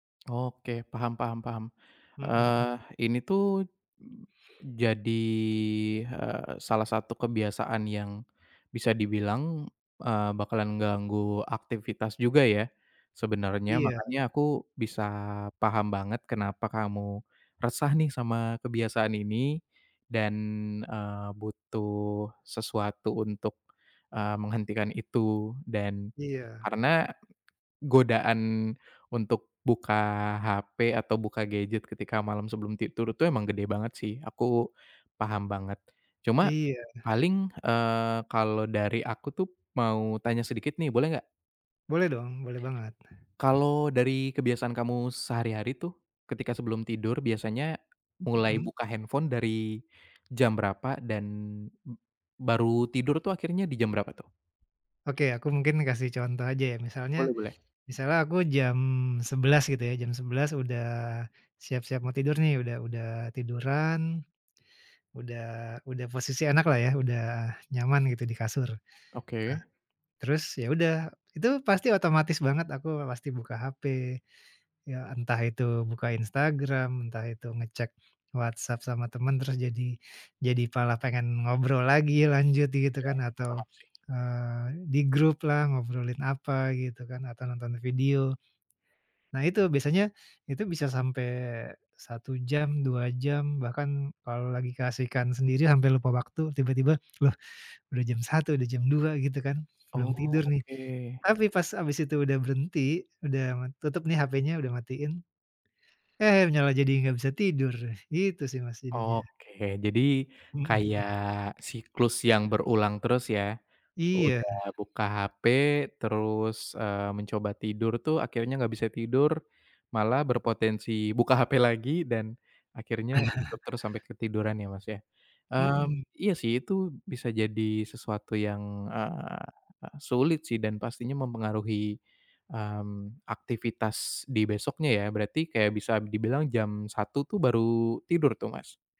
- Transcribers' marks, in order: other background noise; chuckle
- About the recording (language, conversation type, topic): Indonesian, advice, Bagaimana kebiasaan menatap layar di malam hari membuatmu sulit menenangkan pikiran dan cepat tertidur?